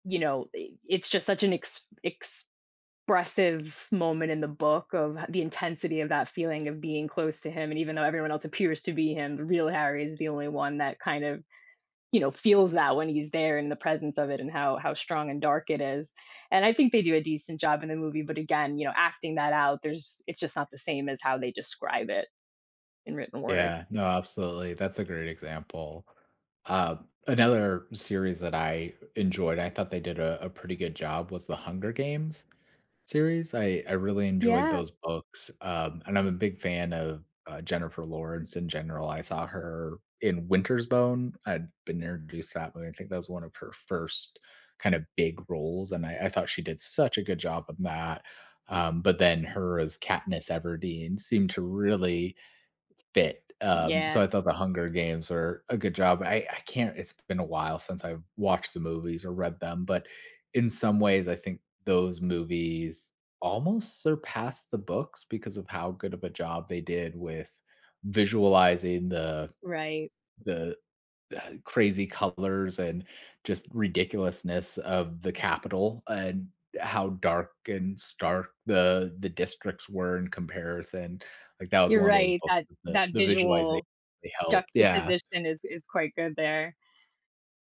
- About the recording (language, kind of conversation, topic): English, unstructured, Which book-to-screen adaptations surprised you the most, either as delightful reinventions or disappointing misses, and why did they stick with you?
- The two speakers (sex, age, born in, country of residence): female, 35-39, United States, United States; male, 40-44, United States, United States
- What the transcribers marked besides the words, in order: other background noise; tapping